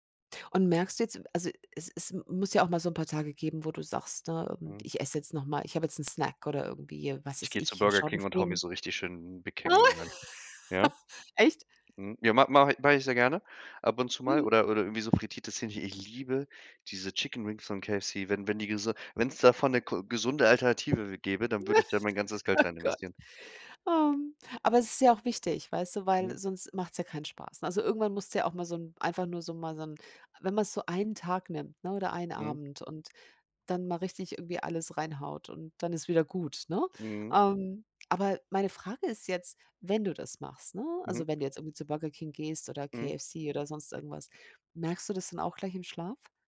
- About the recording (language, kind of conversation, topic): German, podcast, Was hat dir am meisten geholfen, besser zu schlafen?
- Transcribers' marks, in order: unintelligible speech; laugh; stressed: "liebe"; in English: "Chicken Wings"; laugh; laughing while speaking: "Oh, Gott. Ähm"; stressed: "einen"